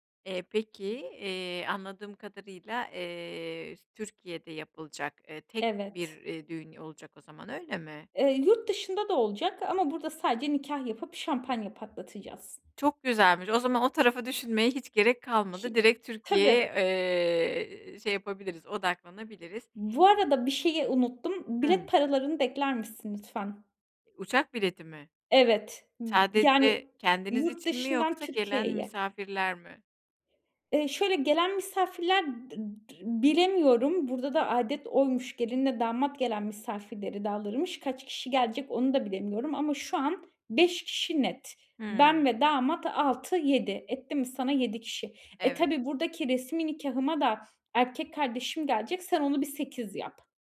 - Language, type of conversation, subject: Turkish, advice, Seyahat sırasında beklenmedik masraflarla nasıl daha iyi başa çıkabilirim?
- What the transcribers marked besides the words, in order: tapping; other background noise